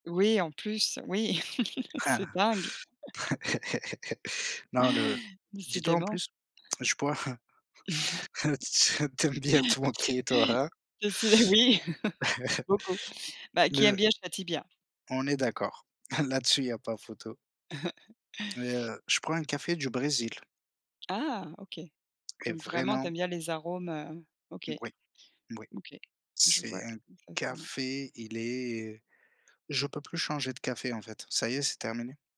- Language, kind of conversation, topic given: French, unstructured, Préférez-vous le café ou le thé pour commencer votre journée ?
- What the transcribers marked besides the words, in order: laugh; chuckle; laughing while speaking: "hein t hein t tu aimes bien te moquer, toi, hein ?"; chuckle; tapping; chuckle; laugh; other background noise; chuckle; chuckle